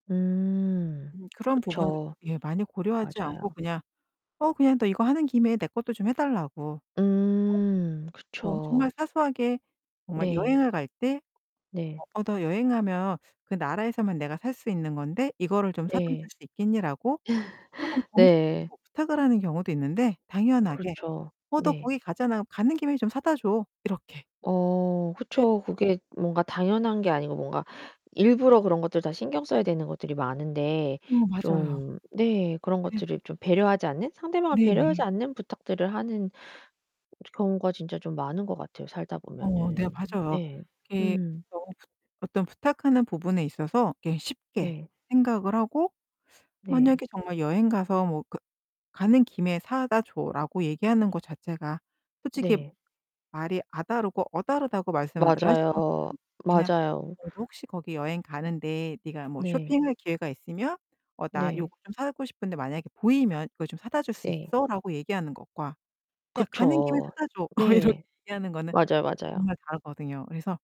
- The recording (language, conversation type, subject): Korean, podcast, 거절하는 말을 자연스럽게 할 수 있도록 어떻게 연습하셨나요?
- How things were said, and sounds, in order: drawn out: "음"; other background noise; drawn out: "음"; unintelligible speech; tapping; distorted speech; laugh; unintelligible speech; laughing while speaking: "어"